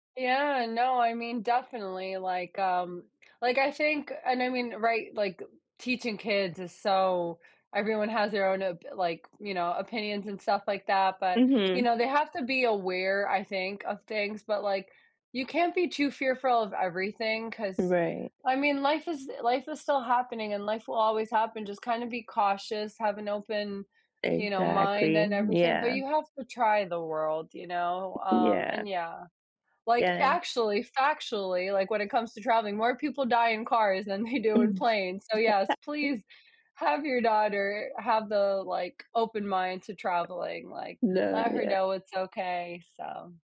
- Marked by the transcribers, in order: tapping; unintelligible speech; laughing while speaking: "they do"; other background noise
- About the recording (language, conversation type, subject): English, unstructured, How can you convince someone to travel despite their fears?
- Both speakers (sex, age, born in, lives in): female, 30-34, United States, United States; female, 35-39, United States, United States